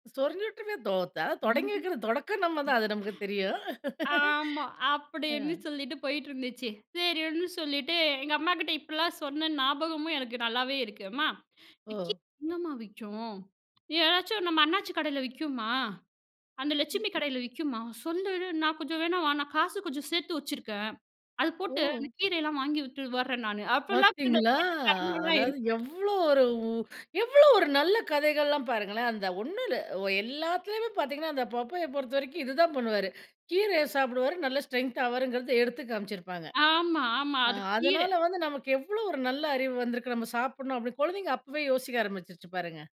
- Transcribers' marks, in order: other noise; drawn out: "ஆமா"; laugh; tapping; drawn out: "ஓ!"; drawn out: "பார்த்தீங்களா?"; unintelligible speech; in English: "ஸ்ட்ரென்த்"
- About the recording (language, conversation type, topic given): Tamil, podcast, உங்கள் குழந்தைப் பருவத்தில் உங்களுக்கு மிகவும் பிடித்த தொலைக்காட்சி நிகழ்ச்சி எது?